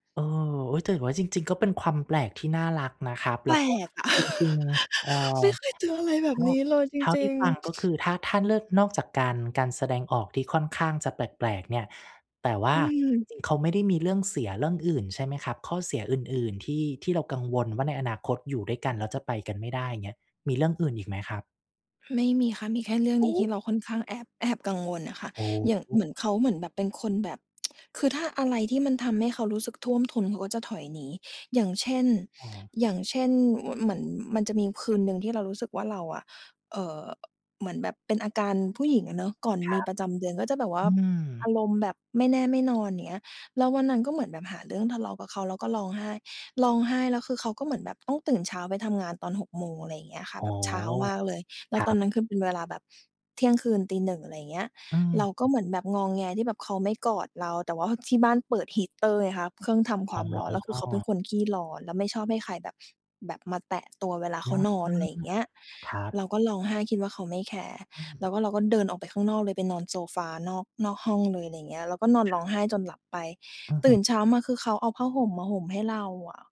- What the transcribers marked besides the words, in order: chuckle; tsk; other background noise
- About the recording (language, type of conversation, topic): Thai, advice, ฉันควรสื่อสารกับแฟนอย่างไรเมื่อมีความขัดแย้งเพื่อแก้ไขอย่างสร้างสรรค์?